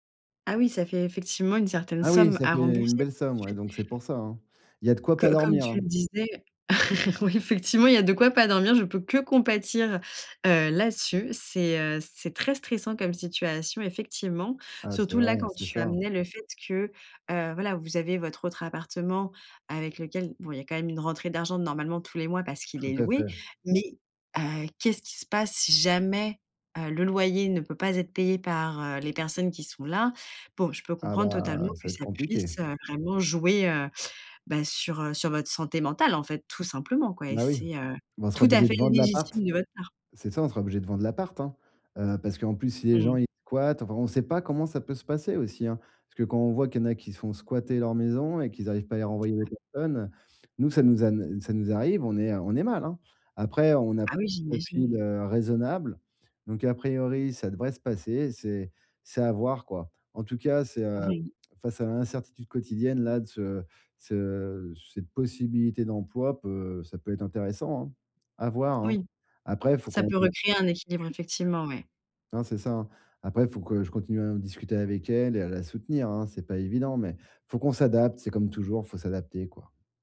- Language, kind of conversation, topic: French, advice, Comment puis-je m’adapter à l’incertitude du quotidien sans perdre mon équilibre ?
- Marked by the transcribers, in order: chuckle; stressed: "que"; other background noise; stressed: "si jamais"